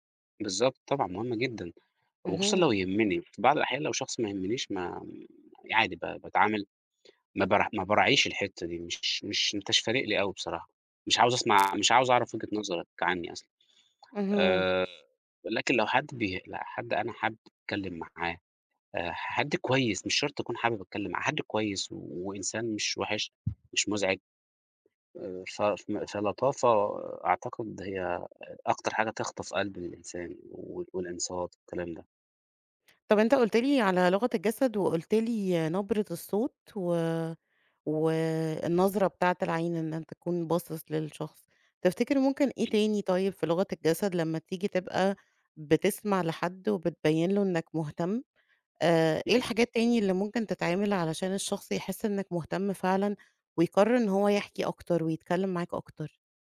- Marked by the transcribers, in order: tapping; other background noise
- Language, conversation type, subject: Arabic, podcast, إزاي بتستخدم الاستماع عشان تبني ثقة مع الناس؟